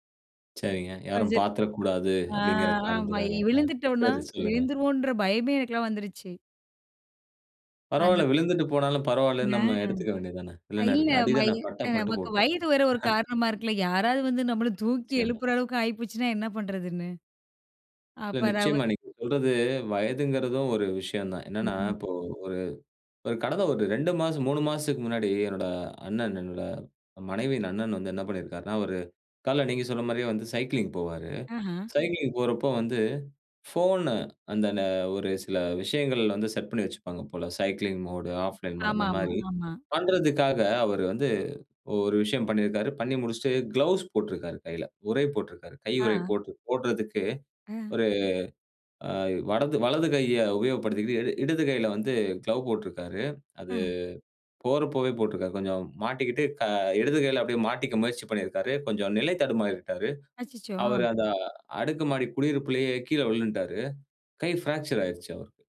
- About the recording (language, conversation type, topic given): Tamil, podcast, ஒரு எளிய பழக்கத்தை மாற்றிய பிறகு உங்கள் வாழ்க்கை உண்மையிலேயே நல்லவிதமாக மாறிய தருணம் எது?
- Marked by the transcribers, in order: unintelligible speech; chuckle; in English: "சைக்கிளிங் மோட் ஆஃப்லைன் மோட்"; in English: "கிளவ்ஸ்"; in English: "க்ளோவ்"; surprised: "அச்சச்சோ! ஆ"; in English: "பிராக்சர்"